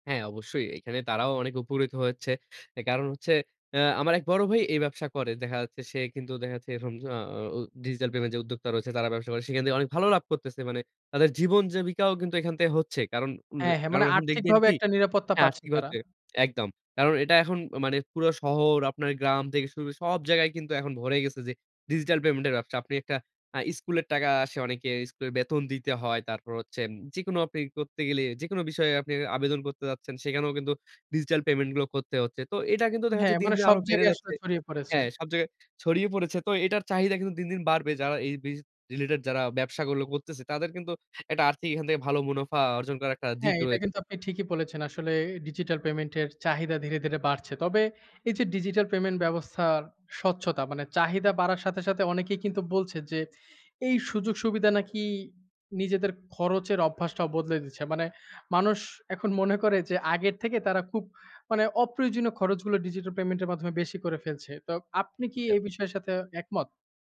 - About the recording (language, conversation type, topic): Bengali, podcast, ডিজিটাল পেমেন্ট ব্যবহার করলে সুবিধা ও ঝুঁকি কী কী মনে হয়?
- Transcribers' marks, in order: "হয়েছে" said as "হয়েচ্ছে"; "জীবিকাও" said as "জেবিকাও"; "থেকে" said as "থে"